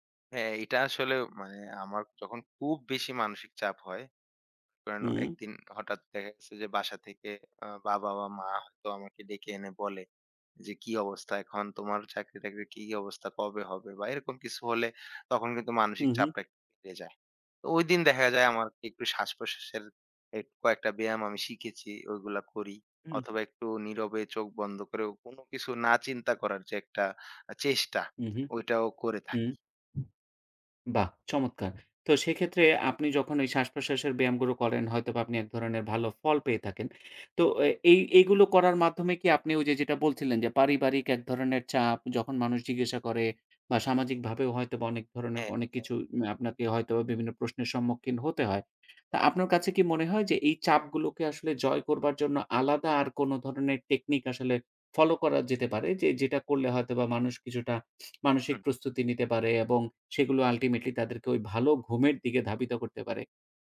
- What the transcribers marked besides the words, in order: tapping; lip smack; in English: "ultimately"
- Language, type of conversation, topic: Bengali, podcast, ভালো ঘুমের জন্য আপনার সহজ টিপসগুলো কী?